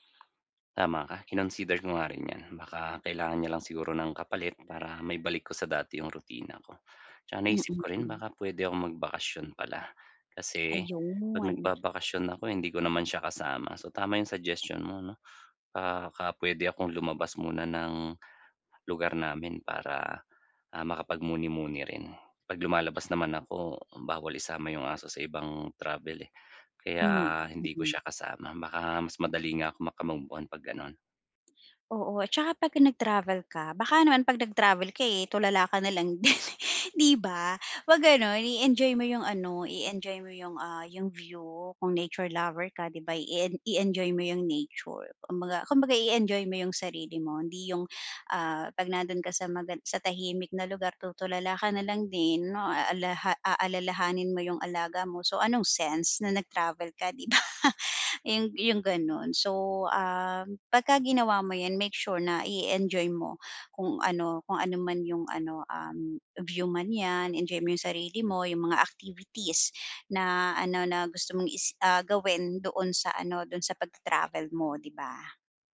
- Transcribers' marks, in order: tapping; chuckle; laughing while speaking: "'di ba?"
- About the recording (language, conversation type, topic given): Filipino, advice, Paano ako haharap sa biglaang pakiramdam ng pangungulila?